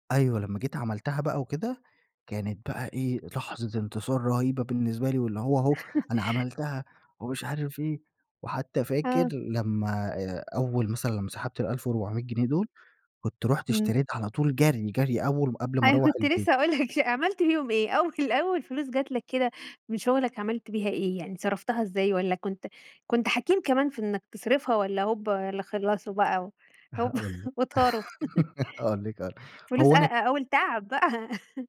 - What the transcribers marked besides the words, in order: laugh; laughing while speaking: "أنا كنت لسه هاقول لك عملت بيهم إيه؟ أول"; laughing while speaking: "هاقول لِك هاقول لِك"; laughing while speaking: "اللي خلصوا بقى هوبا وطاروا؟ فلوس أ أول تعب بقى"
- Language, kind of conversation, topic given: Arabic, podcast, احكيلي عن أول نجاح مهم خلّاك/خلّاكي تحس/تحسّي بالفخر؟